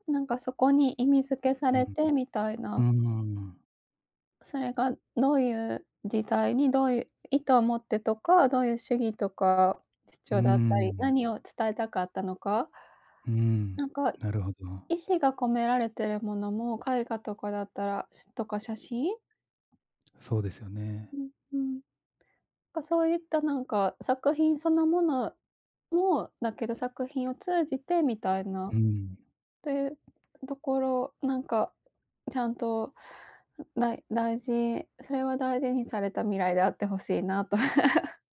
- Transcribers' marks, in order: other background noise; tapping; laugh
- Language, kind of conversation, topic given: Japanese, unstructured, 最近、科学について知って驚いたことはありますか？